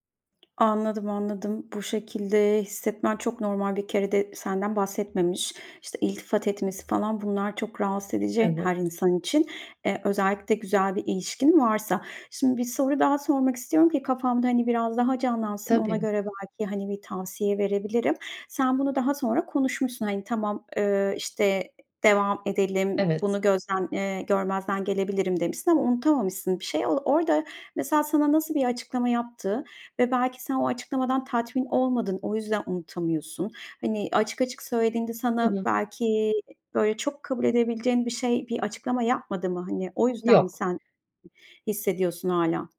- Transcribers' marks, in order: tapping; other background noise
- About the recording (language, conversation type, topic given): Turkish, advice, Aldatmanın ardından güveni neden yeniden inşa edemiyorum?